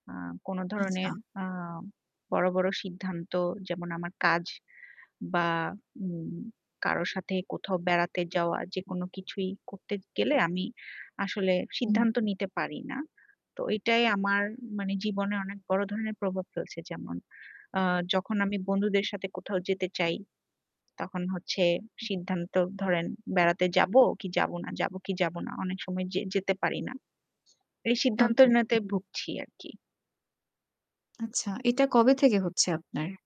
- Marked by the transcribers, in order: static; "প্রভাব" said as "প্রবাব"; other background noise; unintelligible speech
- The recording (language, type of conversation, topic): Bengali, advice, সিদ্ধান্ত নিতে অক্ষম হয়ে পড়লে এবং উদ্বেগে ভুগলে আপনি কীভাবে তা মোকাবিলা করেন?